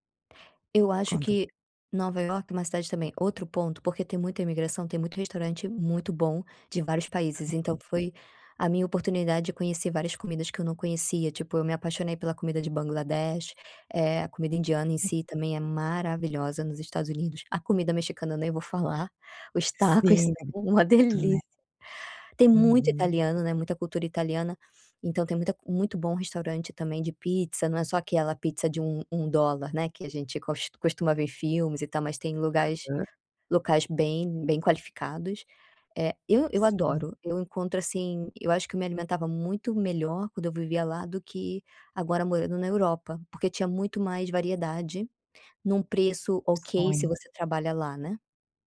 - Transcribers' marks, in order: other background noise; unintelligible speech
- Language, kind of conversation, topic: Portuguese, podcast, Qual lugar você sempre volta a visitar e por quê?